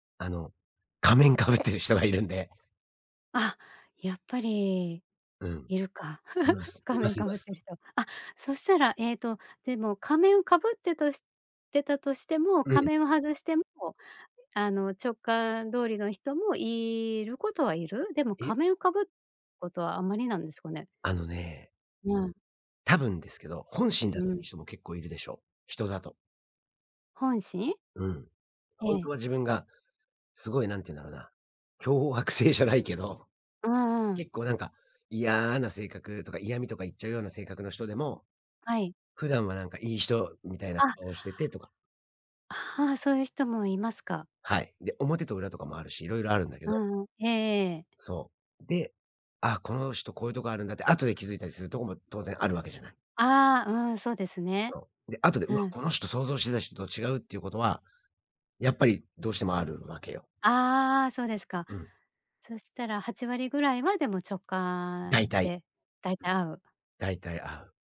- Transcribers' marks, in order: laughing while speaking: "仮面かぶってる人がいるんで"; laugh; other background noise
- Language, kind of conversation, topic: Japanese, podcast, 直感と理屈、普段どっちを優先する？